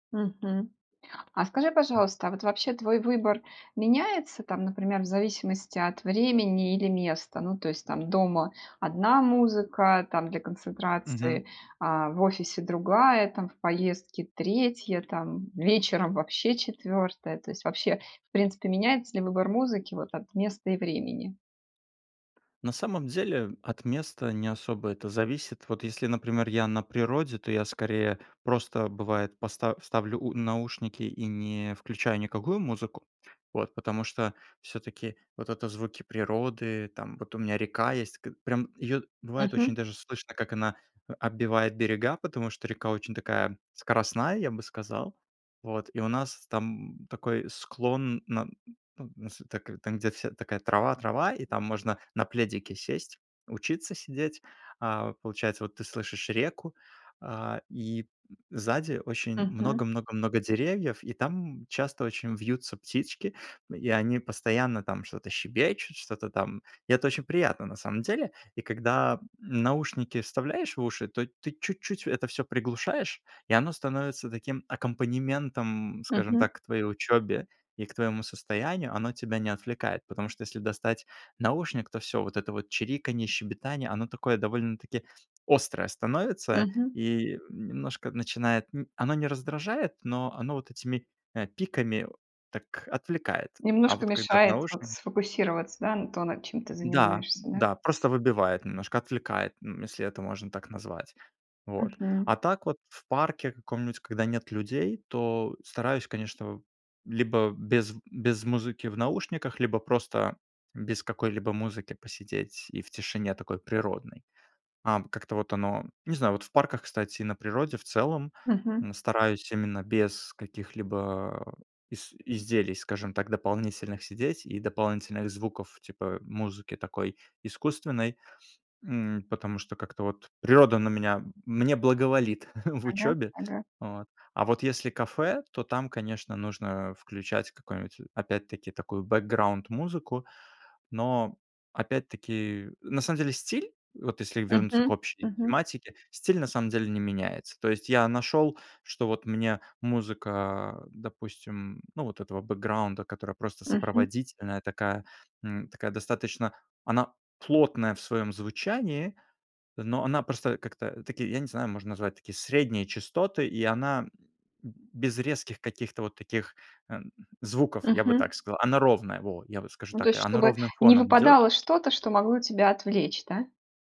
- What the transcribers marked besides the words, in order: other background noise; tapping; chuckle
- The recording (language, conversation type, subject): Russian, podcast, Предпочитаешь тишину или музыку, чтобы лучше сосредоточиться?